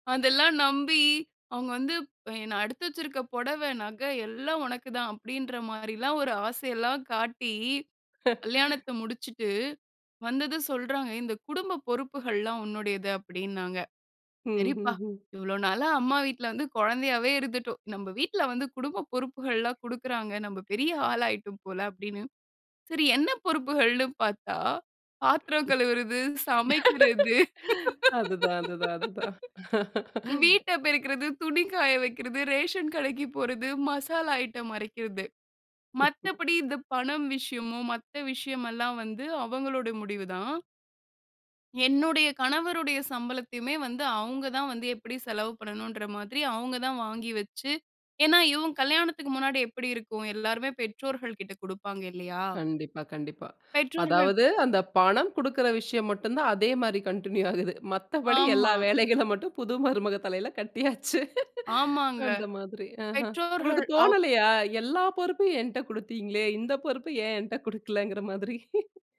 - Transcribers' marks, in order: laugh; laughing while speaking: "சரிப்பா! இவ்ளோ நாளா அம்மா வீட்ல … மசாலா ஐட்டம் அரைக்கறது"; other background noise; laughing while speaking: "அதுதான் அதுதான் அதுதான்"; laugh; laughing while speaking: "அதாவது, அந்த பணம் குடுக்கிற விஷயம் … என்ட்ட குடுக்கலங்கிற மாதிரி"; in English: "கன்டின்யூ"
- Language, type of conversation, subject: Tamil, podcast, வீட்டுப் பெரியவர்கள் தலையீடு தம்பதிகளின் உறவை எப்படிப் பாதிக்கிறது?